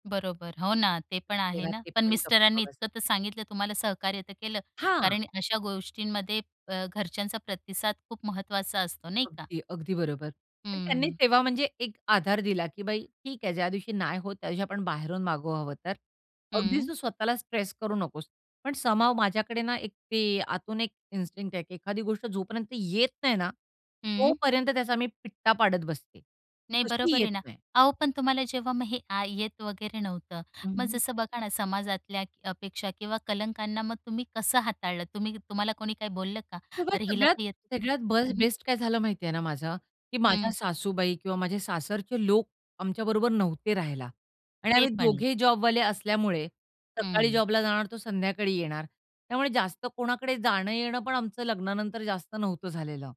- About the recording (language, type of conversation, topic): Marathi, podcast, अपयशानंतर तुम्ही आत्मविश्वास पुन्हा कसा मिळवला?
- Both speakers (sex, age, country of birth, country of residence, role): female, 35-39, India, India, host; female, 45-49, India, India, guest
- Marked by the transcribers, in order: tapping; in English: "समहाऊ"; in English: "इन्स्टिंक्ट"; stressed: "येत"; other noise; other background noise